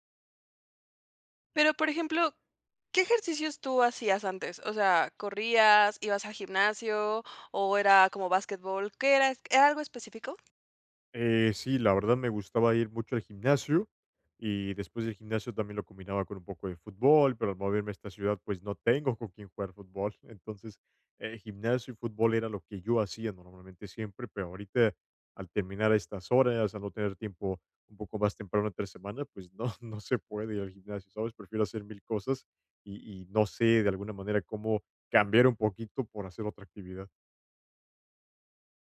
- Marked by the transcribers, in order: other background noise
- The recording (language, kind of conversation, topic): Spanish, advice, ¿Cómo puedo mantener una rutina de ejercicio regular si tengo una vida ocupada y poco tiempo libre?